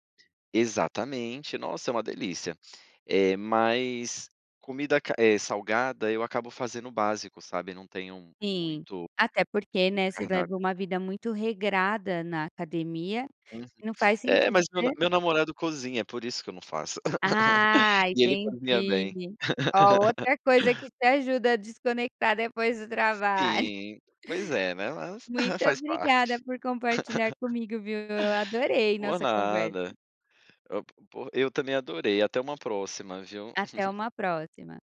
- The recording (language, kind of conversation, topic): Portuguese, podcast, O que te ajuda a desconectar depois do trabalho?
- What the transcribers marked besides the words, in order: tapping; other noise; laugh; laugh; chuckle